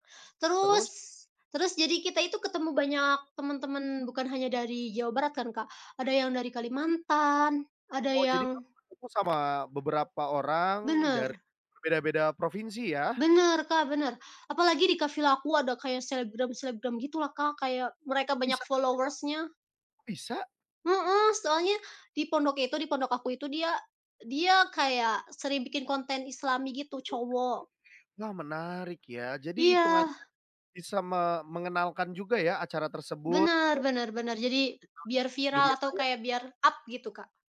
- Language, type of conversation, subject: Indonesian, podcast, Apa pengalaman perjalanan paling berkesan yang pernah kamu alami?
- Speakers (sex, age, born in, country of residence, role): female, 20-24, Indonesia, Indonesia, guest; male, 30-34, Indonesia, Indonesia, host
- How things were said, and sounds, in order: in English: "followers-nya"; unintelligible speech; unintelligible speech; in English: "up"